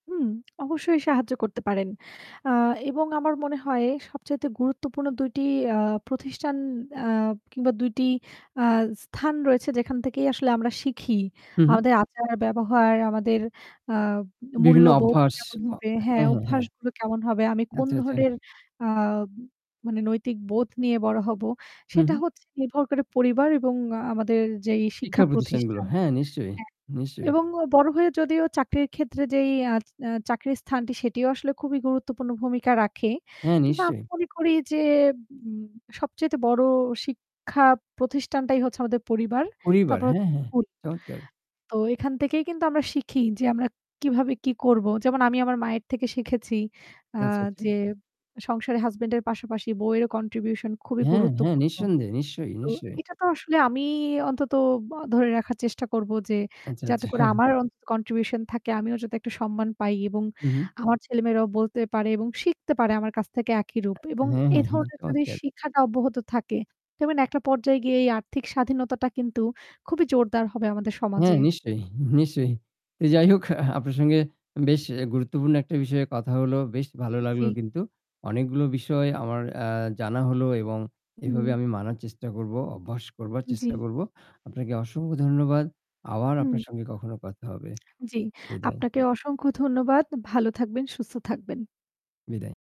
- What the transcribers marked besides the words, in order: lip smack; distorted speech; static; other background noise; laughing while speaking: "আচ্ছা"; lip smack
- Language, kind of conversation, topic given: Bengali, unstructured, আর্থিক স্বাধীনতা অর্জনের জন্য প্রথম ধাপ কী?